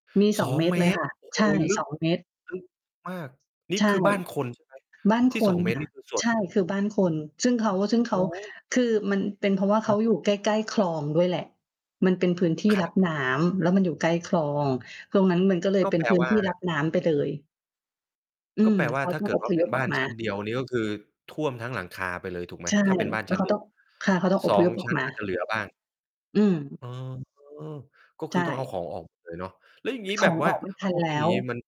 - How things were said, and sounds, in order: distorted speech; tapping; mechanical hum; drawn out: "อ๋อ"
- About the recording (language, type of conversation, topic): Thai, podcast, คุณช่วยเล่าเหตุการณ์น้ำท่วมหรือภัยแล้งที่ส่งผลกระทบต่อชุมชนของคุณให้ฟังหน่อยได้ไหม?